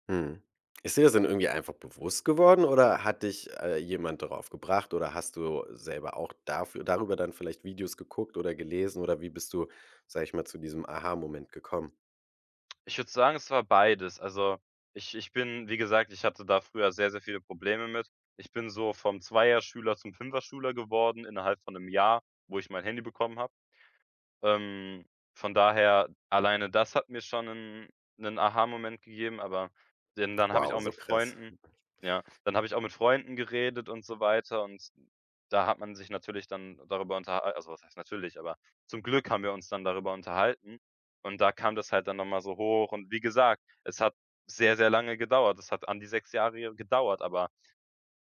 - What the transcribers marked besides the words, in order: chuckle
- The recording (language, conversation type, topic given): German, podcast, Wie vermeidest du, dass Social Media deinen Alltag bestimmt?